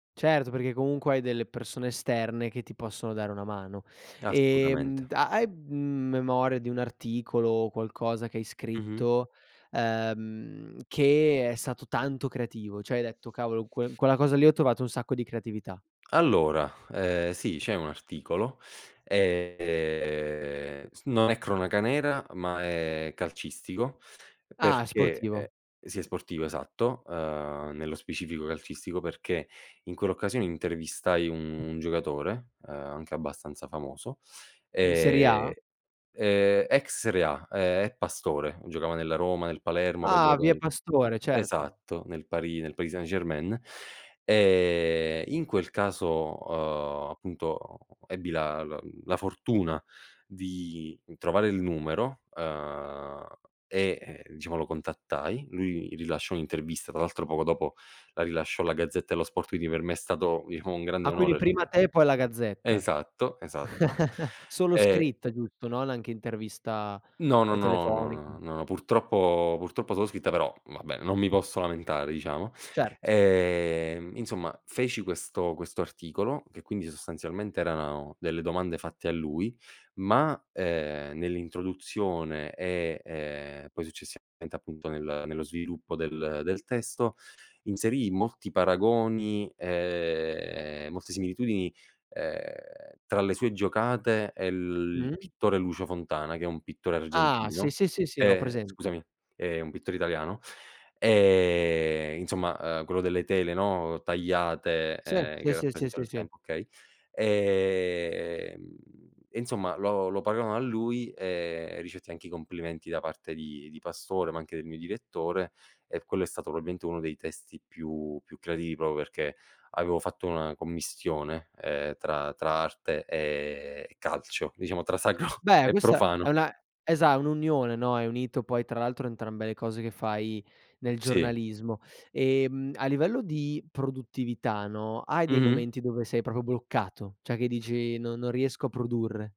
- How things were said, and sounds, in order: "Cioè" said as "ceh"; drawn out: "ehm"; tapping; other background noise; chuckle; "insomma" said as "inzomma"; "insomma" said as "inzomma"; drawn out: "Ehm"; "insomma" said as "inzomma"; "paragonò" said as "pagaono"; "probabilmente" said as "proabilmente"; "proprio" said as "propro"; laughing while speaking: "sacro"; "proprio" said as "propro"; "cioè" said as "ceh"
- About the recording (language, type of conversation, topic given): Italian, podcast, Quali abitudini quotidiane ti aiutano a restare produttivo e creativo?